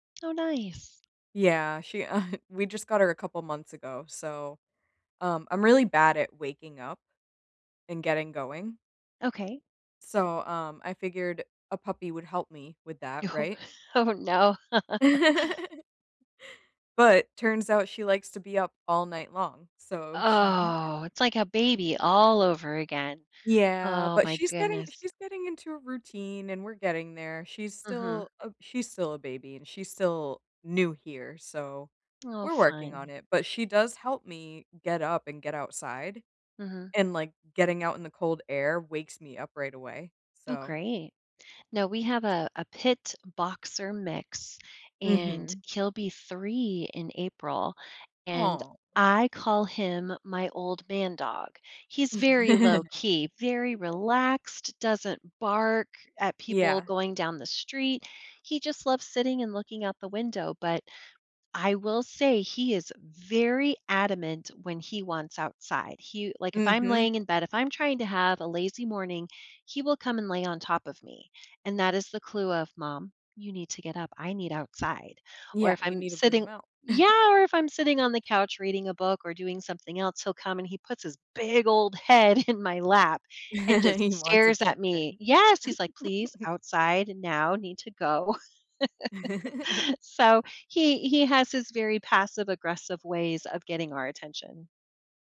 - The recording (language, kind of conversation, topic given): English, unstructured, What morning routine helps you start your day best?
- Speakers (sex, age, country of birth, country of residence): female, 30-34, United States, United States; female, 45-49, United States, United States
- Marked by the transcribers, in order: chuckle; laughing while speaking: "Oh, oh, no"; laugh; drawn out: "Oh"; laugh; laugh; laugh; stressed: "big"; laughing while speaking: "in my lap"; laugh; laugh; laugh